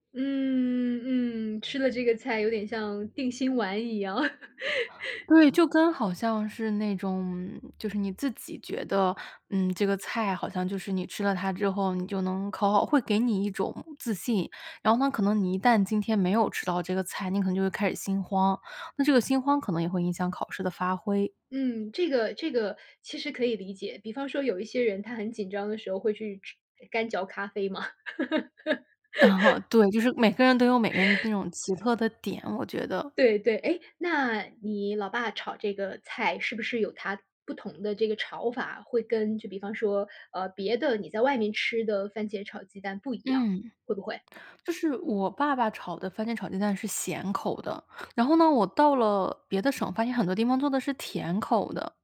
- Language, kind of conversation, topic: Chinese, podcast, 小时候哪道菜最能让你安心？
- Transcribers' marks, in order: laugh; laugh; chuckle